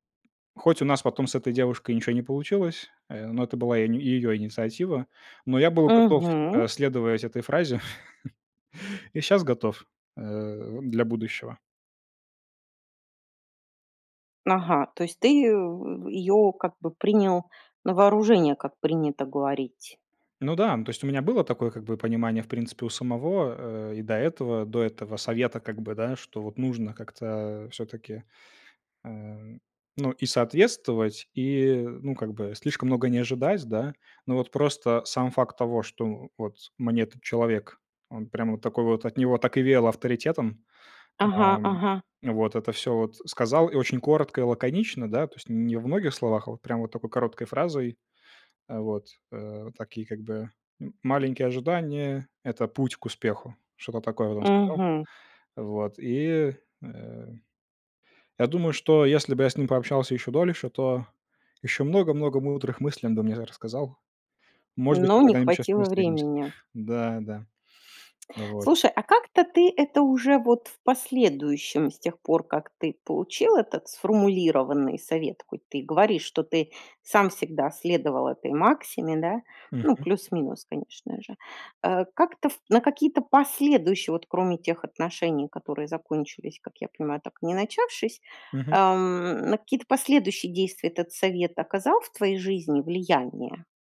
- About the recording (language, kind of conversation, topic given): Russian, podcast, Какой совет от незнакомого человека ты до сих пор помнишь?
- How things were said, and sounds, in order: chuckle; tsk